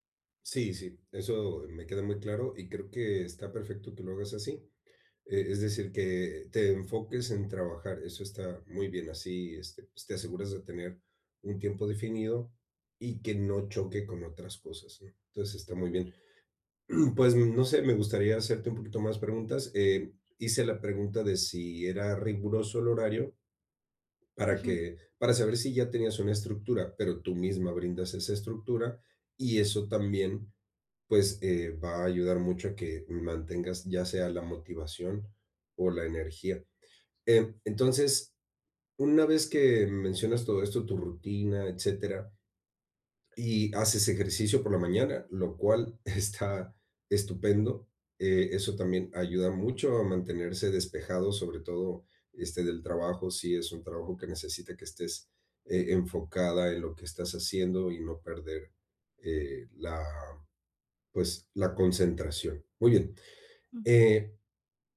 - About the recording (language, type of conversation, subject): Spanish, advice, ¿Cómo puedo crear una rutina para mantener la energía estable todo el día?
- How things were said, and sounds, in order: throat clearing